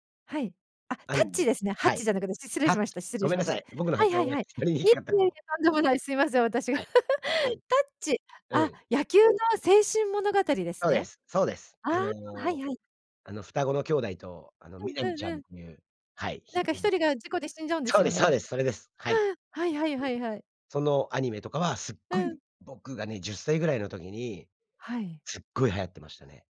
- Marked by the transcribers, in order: laugh; unintelligible speech
- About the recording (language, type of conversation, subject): Japanese, podcast, 子どものころ、夢中になって見ていたアニメは何ですか？
- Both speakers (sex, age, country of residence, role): female, 50-54, Japan, host; male, 45-49, United States, guest